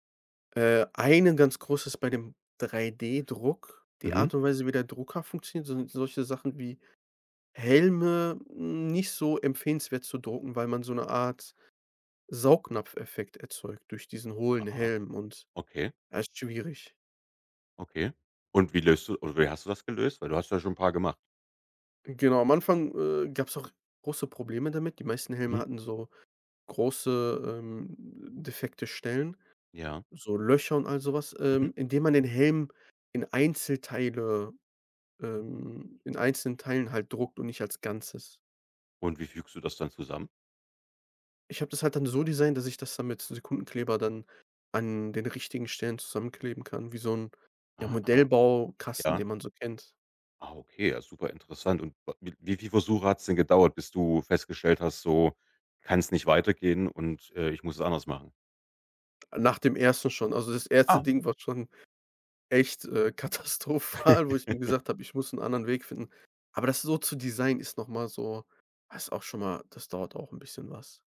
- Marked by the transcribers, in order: drawn out: "Ah"; surprised: "Ah"; laughing while speaking: "katastrophal"; laugh
- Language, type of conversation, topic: German, podcast, Was war dein bisher stolzestes DIY-Projekt?